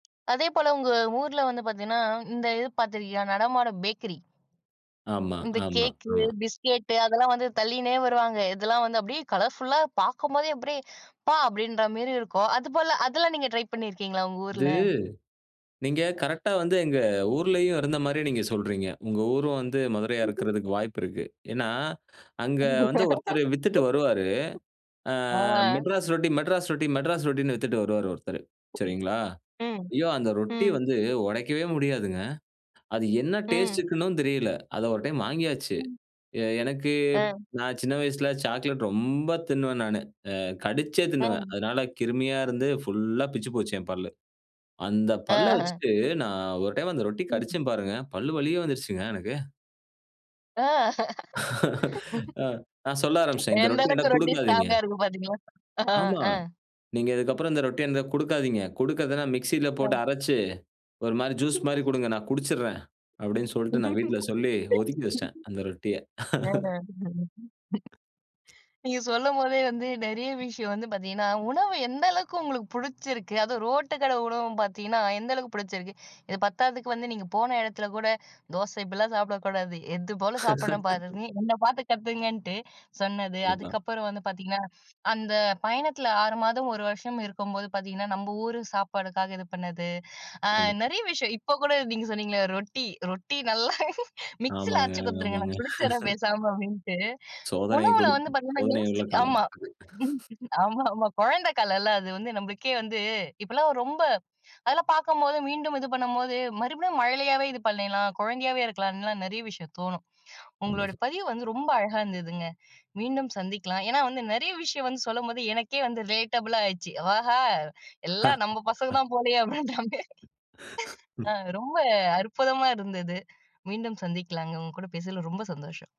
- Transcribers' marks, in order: other noise; in English: "கலர்ஃபுல்லா"; in English: "ட்ரை"; chuckle; laugh; drawn out: "ரொம்ப"; laughing while speaking: "எந்த அளவுக்கு ரொட்டி ஸ்ட்ராங்கா இருக்கு பாத்தீங்களா?"; laugh; laugh; laugh; chuckle; laughing while speaking: "என்ன பாத்து கத்துக்கங்கன்ட்டு. சொன்னது"; laugh; laughing while speaking: "ரொட்டி நல்லா மிக்ஸியில அரைச்சு குடுத்துருங்க. நான் குடுச்சிட்ற பேசாம"; chuckle; chuckle; in English: "ரிலேட்டபுளாயிச்சு"; laugh; laughing while speaking: "போலையே. அப்டின்ட்டாங்க ஆ ரொம்ப அற்புதமா இருந்தது"; laugh
- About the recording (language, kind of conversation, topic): Tamil, podcast, பழைய ஊரின் சாலை உணவு சுவை நினைவுகள்